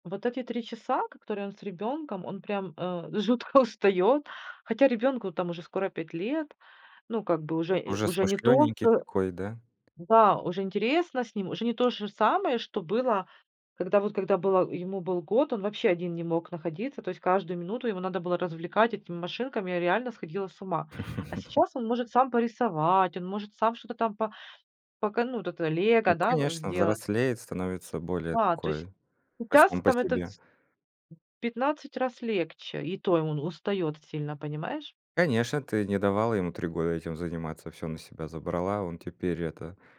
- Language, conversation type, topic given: Russian, podcast, Как принять решение между карьерой и семьёй?
- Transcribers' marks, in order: laughing while speaking: "жутко устает"; tapping; chuckle; other background noise